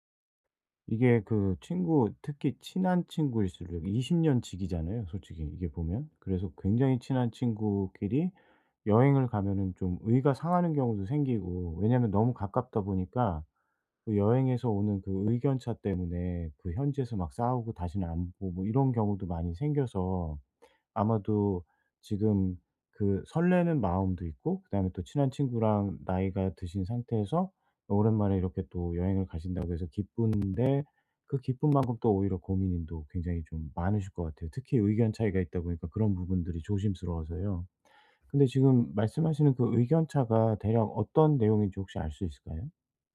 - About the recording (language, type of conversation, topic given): Korean, advice, 여행 예산을 정하고 예상 비용을 지키는 방법
- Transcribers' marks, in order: other background noise